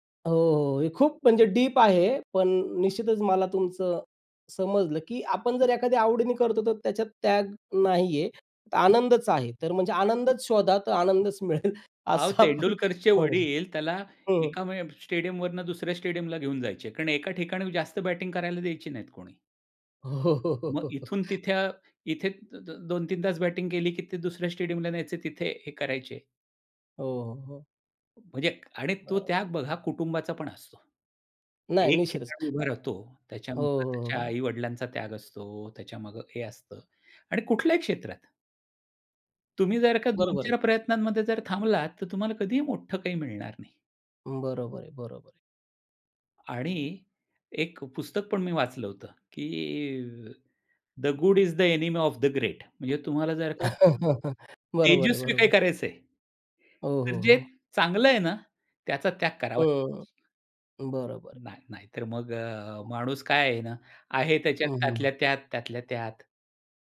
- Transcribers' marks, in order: other background noise; laughing while speaking: "मिळेल. असं आपण म्हणू शकतो"; in English: "बॅटिंग"; laughing while speaking: "हो, हो, हो"; in English: "बॅटिंग"; other noise; laugh
- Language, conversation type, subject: Marathi, podcast, थोडा त्याग करून मोठा फायदा मिळवायचा की लगेच फायदा घ्यायचा?